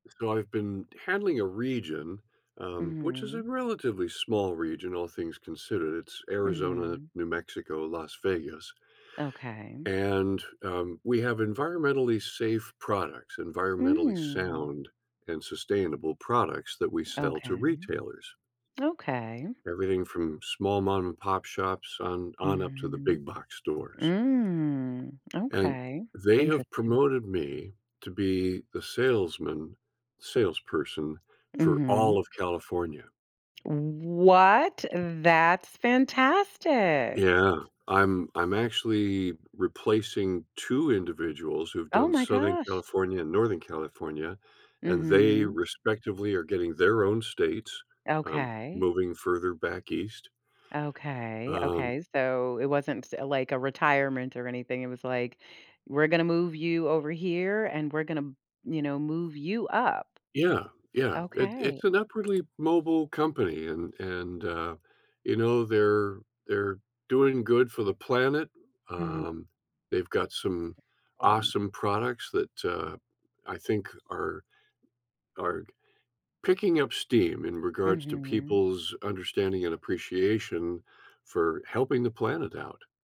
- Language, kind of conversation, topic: English, advice, How can I get a promotion?
- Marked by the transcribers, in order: drawn out: "Mm"; other background noise; tapping; drawn out: "Mm"; laughing while speaking: "box"; surprised: "What?!"; joyful: "That's fantastic!"; unintelligible speech